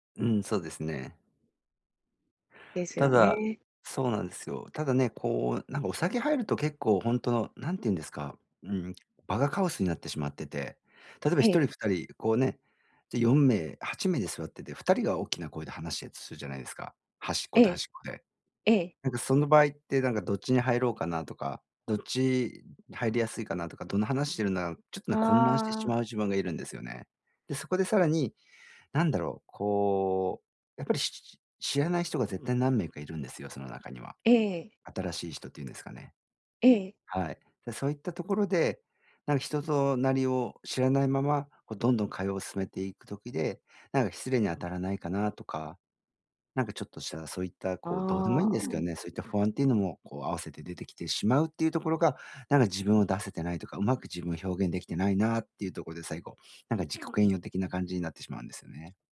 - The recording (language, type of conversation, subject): Japanese, advice, 社交的な場で不安を抑えるにはどうすればよいですか？
- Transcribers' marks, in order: none